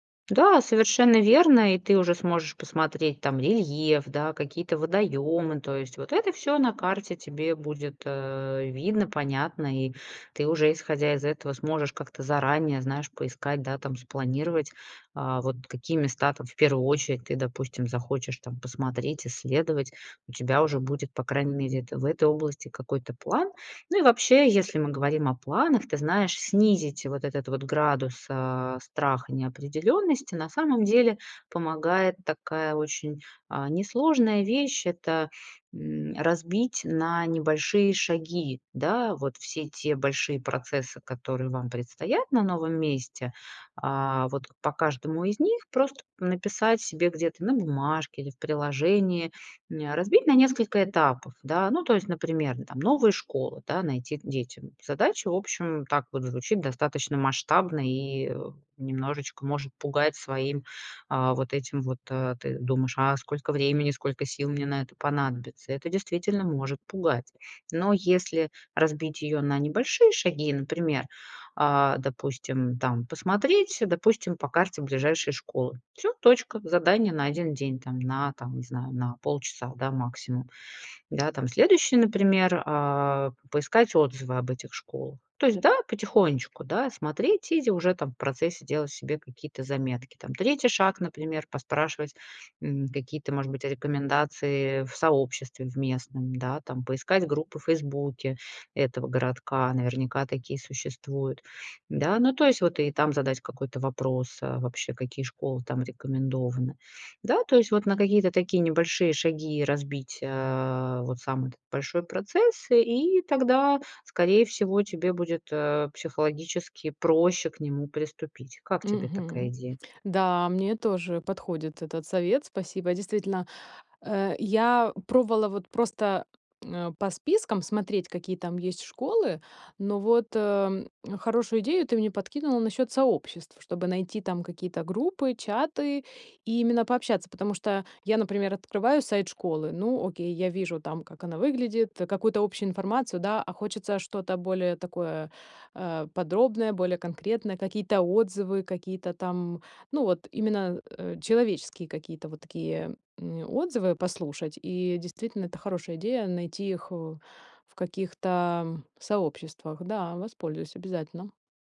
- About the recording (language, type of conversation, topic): Russian, advice, Как справиться со страхом неизвестности перед переездом в другой город?
- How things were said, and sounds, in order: none